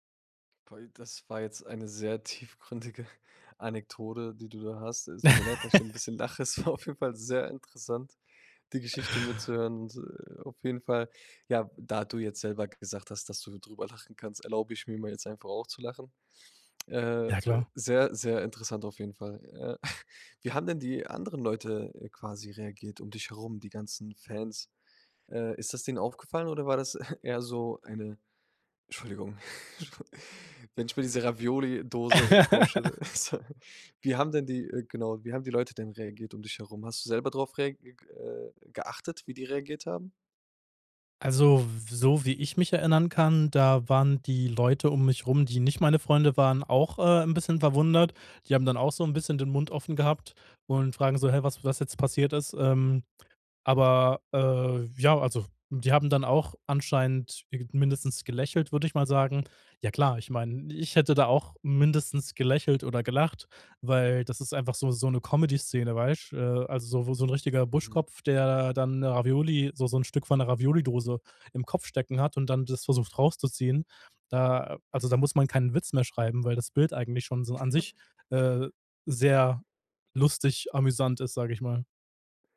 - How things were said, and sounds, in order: laughing while speaking: "tiefgründige"; "Anekdote" said as "Anektode"; laugh; laughing while speaking: "es war auf jeden Fall"; chuckle; chuckle; giggle; laugh; laugh; laughing while speaking: "so"; laugh; laugh
- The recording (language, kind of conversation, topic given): German, podcast, Hast du eine lustige oder peinliche Konzertanekdote aus deinem Leben?